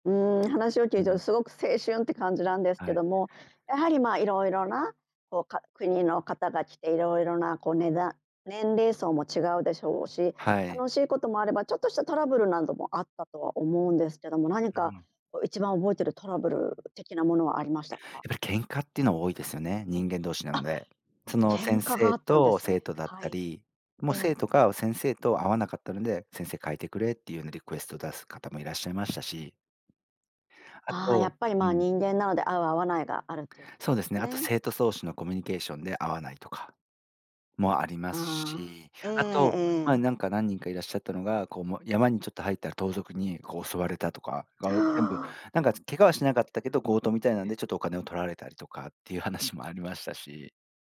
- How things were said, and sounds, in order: other background noise; tapping; inhale
- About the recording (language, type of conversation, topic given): Japanese, podcast, みんなで一緒に体験した忘れられない出来事を教えてくれますか？